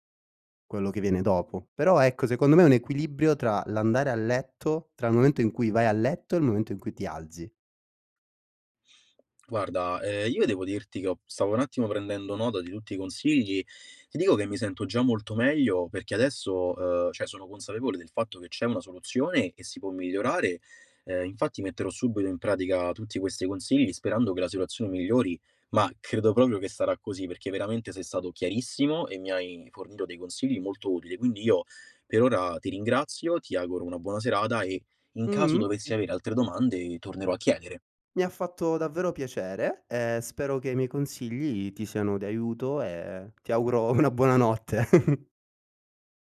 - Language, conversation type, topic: Italian, advice, Come posso superare le difficoltà nel svegliarmi presto e mantenere una routine mattutina costante?
- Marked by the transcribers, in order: tapping; "subito" said as "subbito"; "proprio" said as "propio"; unintelligible speech; laughing while speaking: "una buonanotte"; chuckle